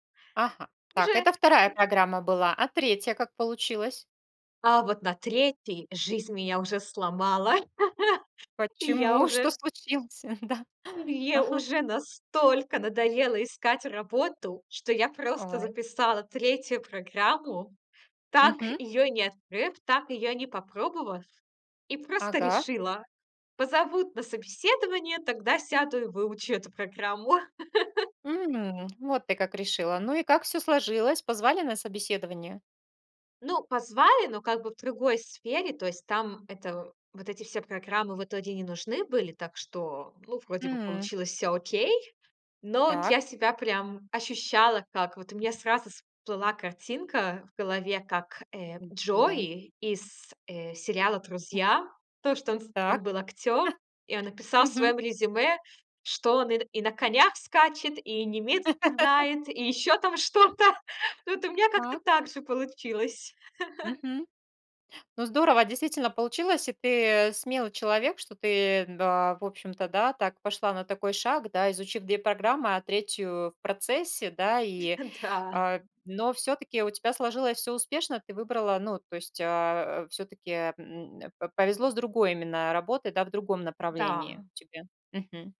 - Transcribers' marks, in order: tapping; chuckle; laughing while speaking: "Почему, что случилось? Да. Ага"; laugh; chuckle; laugh; laughing while speaking: "и ещё там что-то. Вот у меня как-то так же получилось"; other noise; laughing while speaking: "Да"
- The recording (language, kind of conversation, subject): Russian, podcast, Расскажи о случае, когда тебе пришлось заново учиться чему‑то?